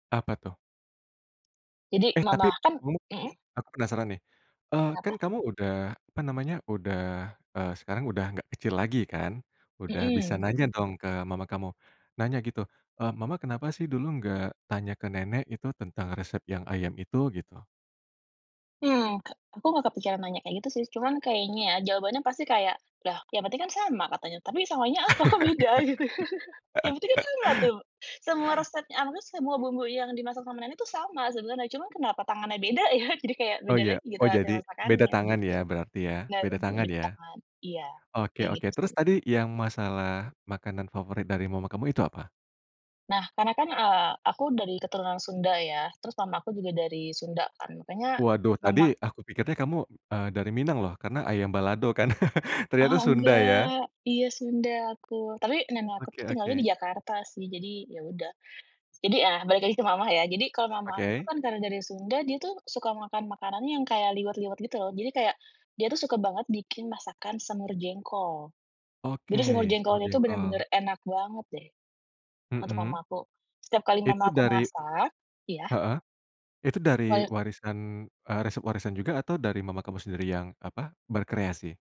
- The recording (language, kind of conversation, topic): Indonesian, podcast, Makanan warisan keluarga apa yang selalu kamu rindukan?
- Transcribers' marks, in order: laugh; laughing while speaking: "beda? Gitu"; laugh; unintelligible speech; laughing while speaking: "ya"; laugh; unintelligible speech